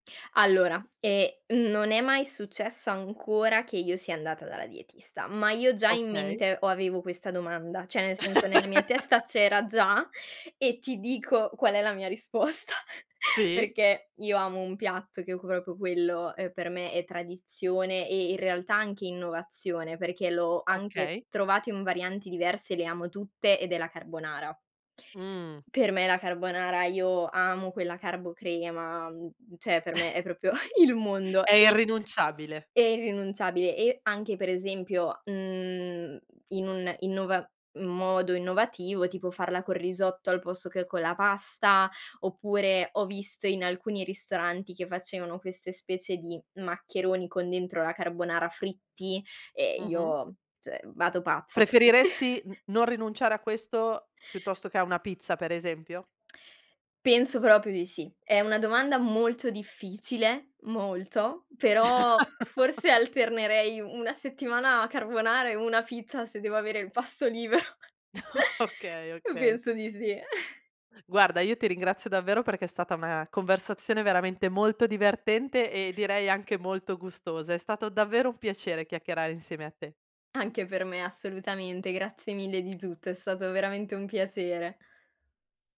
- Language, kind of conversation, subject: Italian, podcast, Come fa la tua famiglia a mettere insieme tradizione e novità in cucina?
- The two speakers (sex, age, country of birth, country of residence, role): female, 20-24, Italy, Italy, guest; female, 40-44, Italy, Italy, host
- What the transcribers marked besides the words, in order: other background noise; "cioè" said as "ceh"; laugh; laughing while speaking: "risposta"; "proprio" said as "propo"; chuckle; "cioè" said as "ceh"; "proprio" said as "propio"; laughing while speaking: "il"; "cioè" said as "ceh"; chuckle; tsk; "proprio" said as "propio"; chuckle; chuckle; laughing while speaking: "Okay"; laughing while speaking: "libero"; chuckle